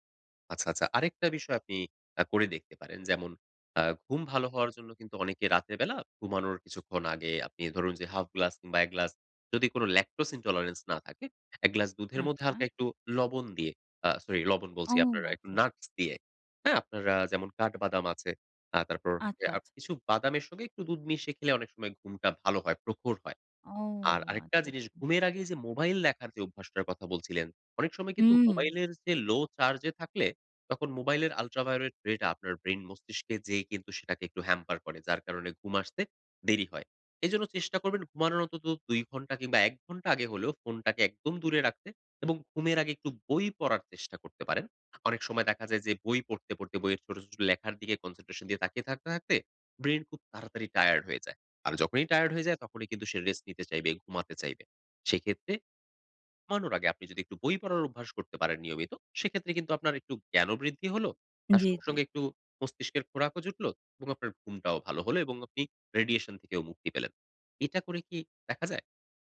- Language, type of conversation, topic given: Bengali, advice, আমি কীভাবে একটি স্থির রাতের রুটিন গড়ে তুলে নিয়মিত ঘুমাতে পারি?
- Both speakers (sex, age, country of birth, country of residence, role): female, 25-29, Bangladesh, Bangladesh, user; male, 30-34, Bangladesh, Bangladesh, advisor
- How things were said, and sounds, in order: in English: "lactose intolerance"; "নাটস" said as "নাকস"; in English: "ultraviolet ray"; in English: "hamper"; in English: "concentration"; in English: "radiation"